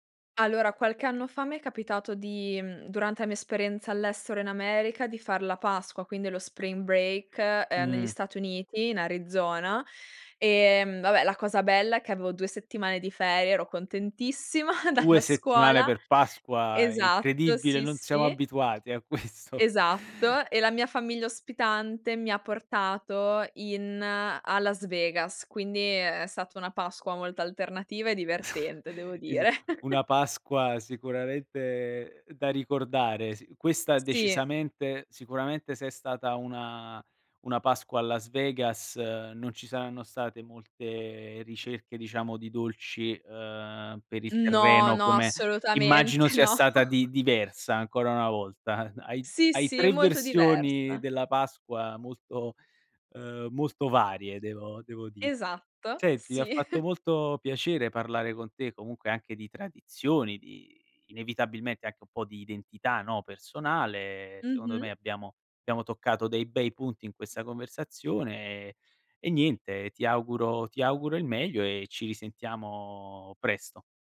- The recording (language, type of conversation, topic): Italian, podcast, Hai mai partecipato a una festa tradizionale in un altro paese?
- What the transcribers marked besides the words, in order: drawn out: "Mh"; put-on voice: "spring break"; in English: "spring break"; laughing while speaking: "dalla scuola"; laughing while speaking: "questo"; tapping; chuckle; drawn out: "sicuramente"; chuckle; stressed: "No"; laughing while speaking: "no"; chuckle; drawn out: "di"; drawn out: "risentiamo"